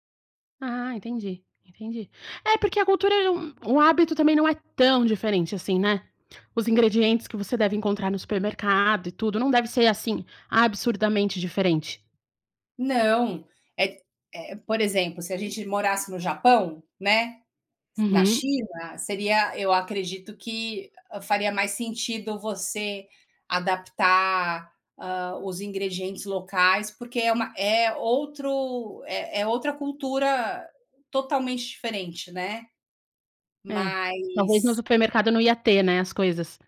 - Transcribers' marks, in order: none
- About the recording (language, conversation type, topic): Portuguese, podcast, Como a comida do novo lugar ajudou você a se adaptar?